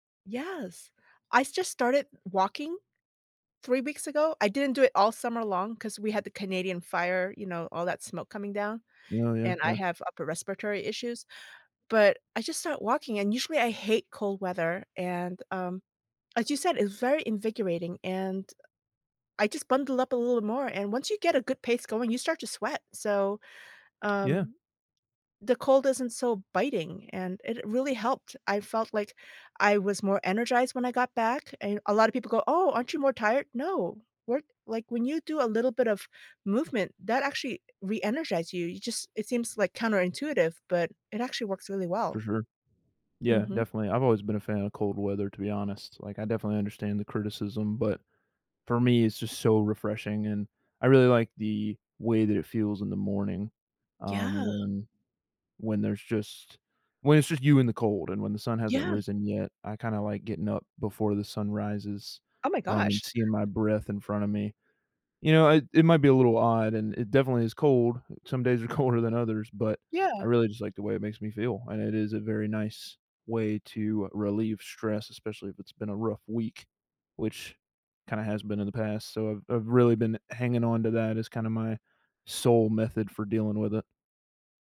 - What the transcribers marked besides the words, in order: tapping; other background noise; laughing while speaking: "colder"
- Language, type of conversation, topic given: English, unstructured, What should I do when stress affects my appetite, mood, or energy?